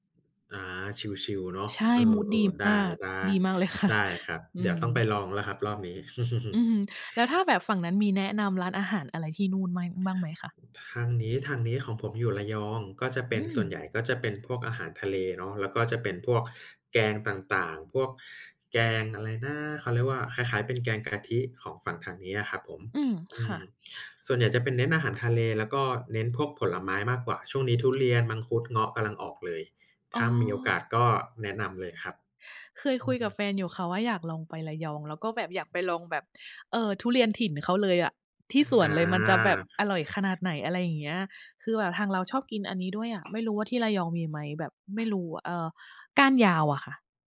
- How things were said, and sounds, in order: laughing while speaking: "เลยค่ะ"; chuckle; tapping
- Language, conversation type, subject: Thai, unstructured, อาหารจานโปรดที่ทำให้คุณรู้สึกมีความสุขคืออะไร?